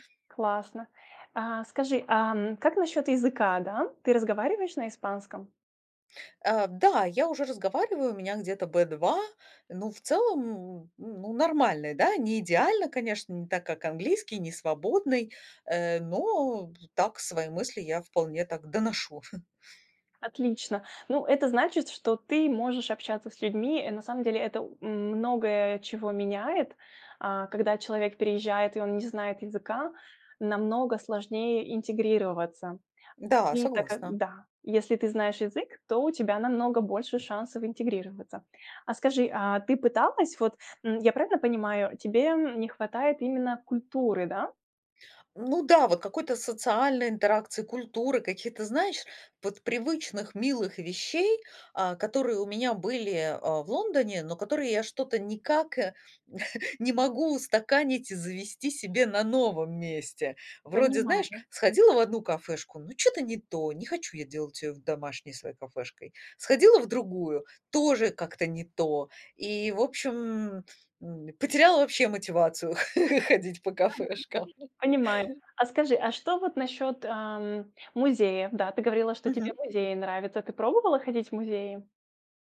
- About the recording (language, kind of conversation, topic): Russian, advice, Что делать, если после переезда вы чувствуете потерю привычной среды?
- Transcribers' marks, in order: chuckle; other background noise; chuckle; laughing while speaking: "ходить по кафешкам"; laugh